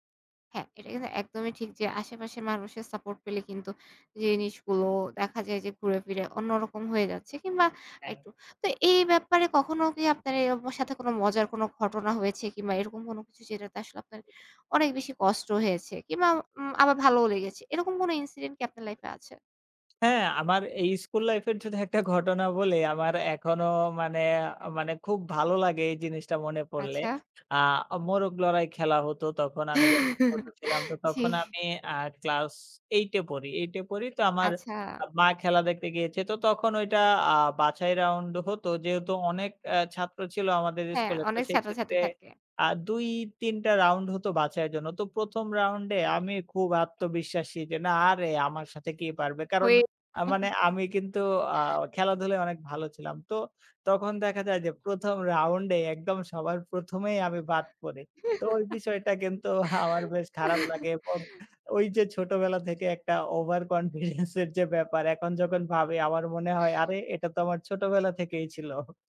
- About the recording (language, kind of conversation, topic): Bengali, podcast, নিজের অনুভূতিকে কখন বিশ্বাস করবেন, আর কখন সন্দেহ করবেন?
- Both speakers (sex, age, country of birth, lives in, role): female, 25-29, Bangladesh, Bangladesh, host; male, 20-24, Bangladesh, Bangladesh, guest
- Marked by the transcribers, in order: tapping; unintelligible speech; other background noise; chuckle; unintelligible speech; giggle; laughing while speaking: "আমার বেশ"; laughing while speaking: "confidence-এর যে ব্যাপার"; chuckle